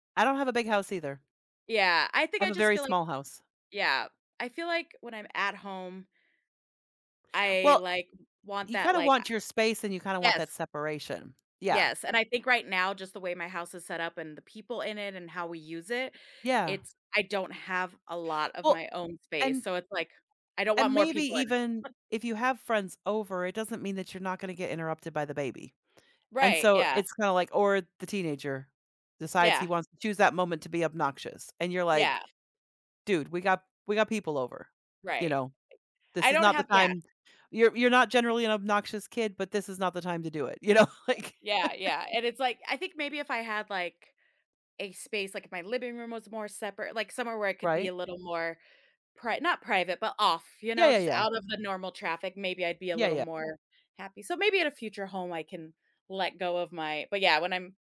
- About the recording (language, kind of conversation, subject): English, unstructured, What factors influence your decision to go out or stay in?
- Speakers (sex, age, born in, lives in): female, 35-39, United States, United States; female, 55-59, United States, United States
- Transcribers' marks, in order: other background noise; other noise; laughing while speaking: "you know, like"; chuckle